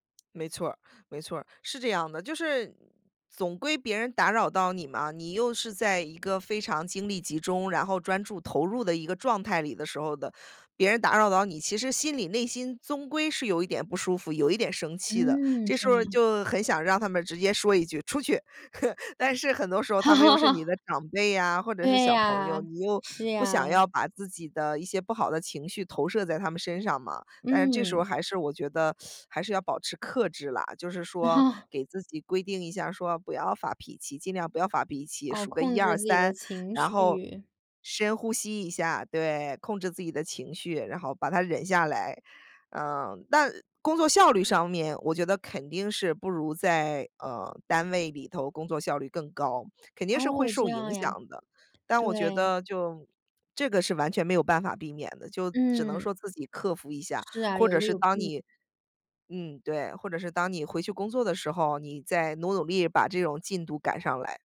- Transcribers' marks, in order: other background noise; laugh; teeth sucking
- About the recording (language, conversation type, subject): Chinese, podcast, 家庭成员打扰你时，你通常会怎么应对？